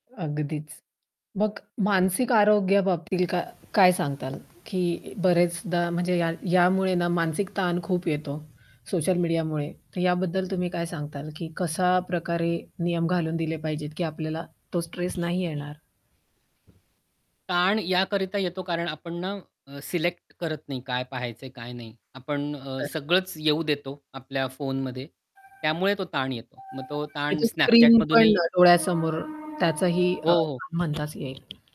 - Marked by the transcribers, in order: static; other background noise; tapping; distorted speech; train
- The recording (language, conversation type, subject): Marathi, podcast, सोशल मीडियावरची प्रेरणा तुला किती खरी वाटते?